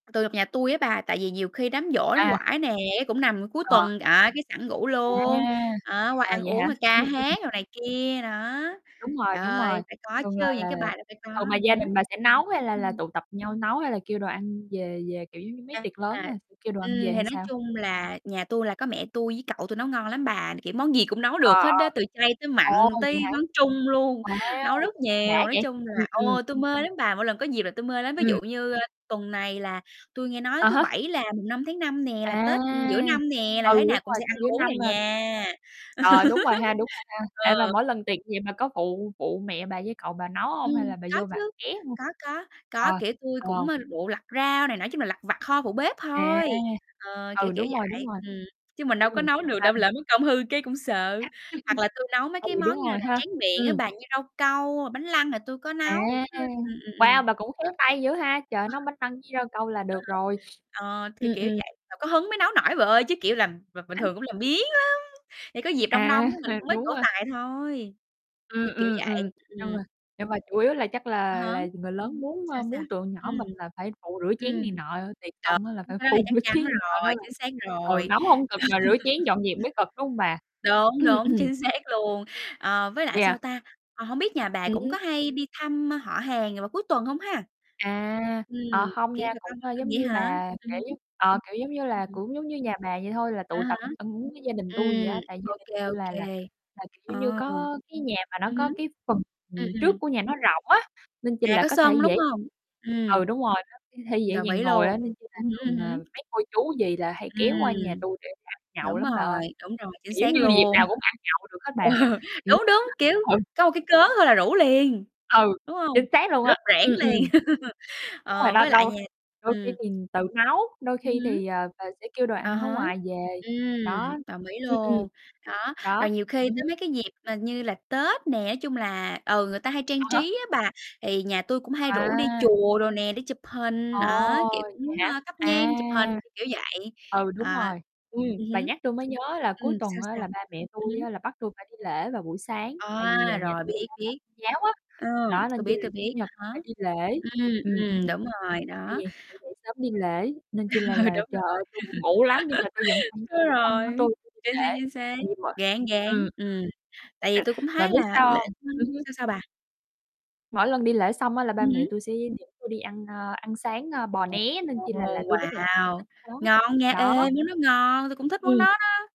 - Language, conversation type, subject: Vietnamese, unstructured, Gia đình bạn thường làm gì vào cuối tuần?
- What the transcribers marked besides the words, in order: unintelligible speech; other background noise; distorted speech; laughing while speaking: "Ừ"; laugh; unintelligible speech; laugh; other noise; unintelligible speech; laugh; tapping; laughing while speaking: "À"; unintelligible speech; laughing while speaking: "phụ rửa chén"; laugh; laughing while speaking: "xác"; unintelligible speech; static; unintelligible speech; laughing while speaking: "Ờ"; laughing while speaking: "ừ"; laugh; unintelligible speech; laugh; laughing while speaking: "Ừ"; laugh; unintelligible speech; unintelligible speech; laugh; unintelligible speech